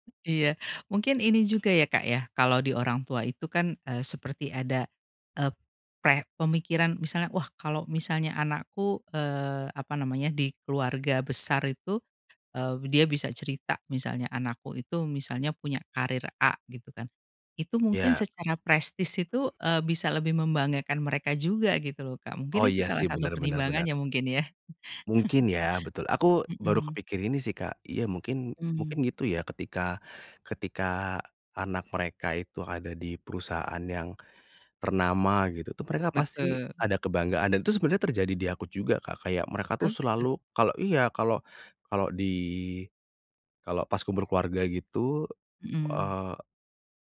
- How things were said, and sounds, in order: other background noise; tapping; chuckle
- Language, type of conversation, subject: Indonesian, podcast, Bagaimana cara menjelaskan kepada orang tua bahwa kamu perlu mengubah arah karier dan belajar ulang?